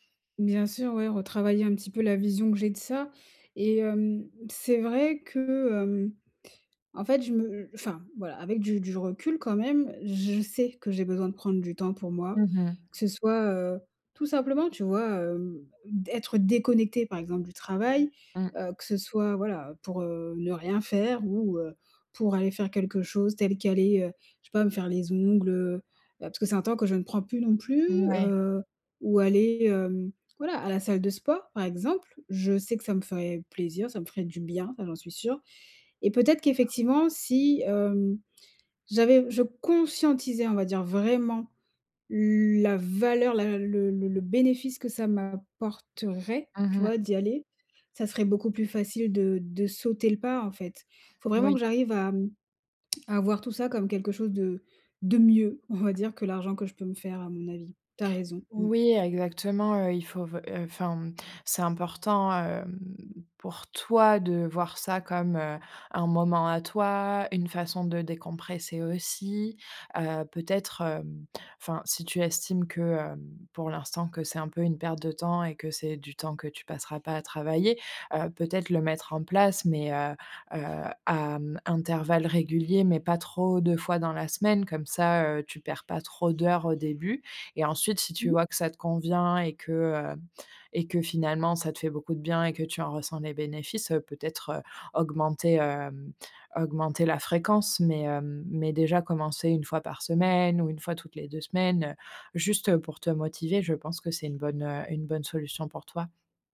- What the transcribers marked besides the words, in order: stressed: "vraiment"; stressed: "valeur"; tongue click; other background noise
- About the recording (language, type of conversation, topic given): French, advice, Comment puis-je commencer une nouvelle habitude en avançant par de petites étapes gérables chaque jour ?